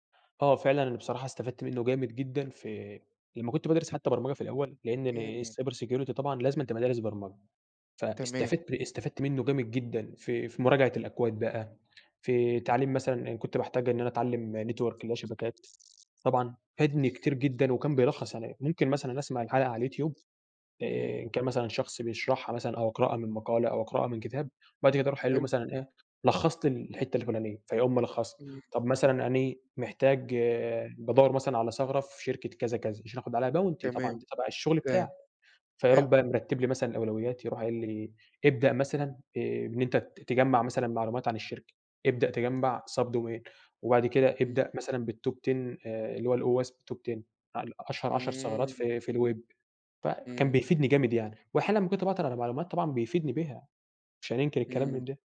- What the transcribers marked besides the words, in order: in English: "الcyber security"; in English: "network"; other background noise; tapping; in English: "bounty"; in English: "سابد وير"; in English: "ten بالtop 10"; in English: "top ten"; in English: "الweb"
- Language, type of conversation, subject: Arabic, podcast, إيه رأيك في الذكاء الاصطناعي في حياتنا: مفيد ولا مُخيف؟